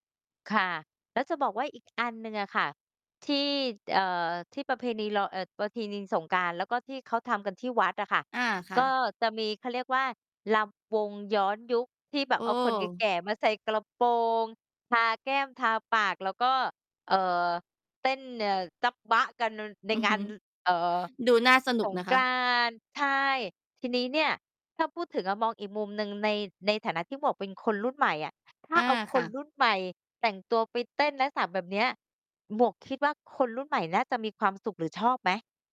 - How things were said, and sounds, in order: tapping; other background noise
- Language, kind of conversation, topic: Thai, unstructured, ประเพณีใดที่คุณอยากให้คนรุ่นใหม่รู้จักมากขึ้น?